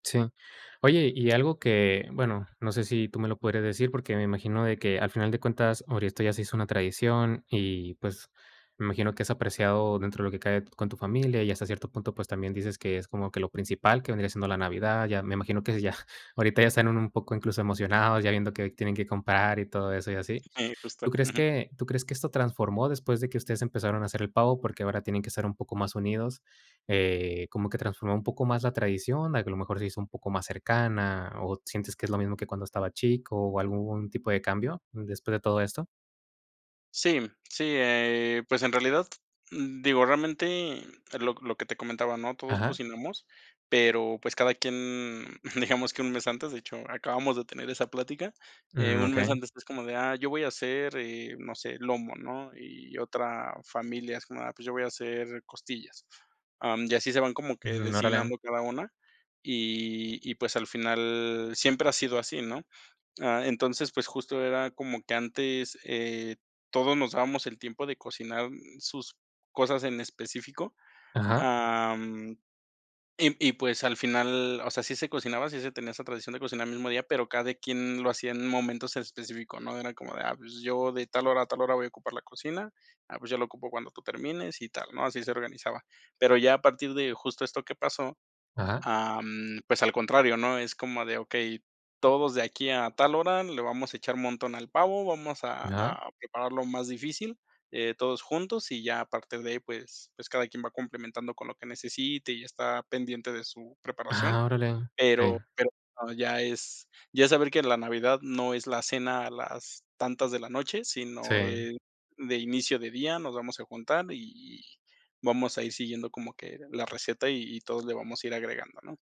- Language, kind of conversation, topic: Spanish, podcast, ¿Qué comida festiva recuerdas siempre con cariño y por qué?
- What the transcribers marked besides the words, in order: giggle; laughing while speaking: "digamos"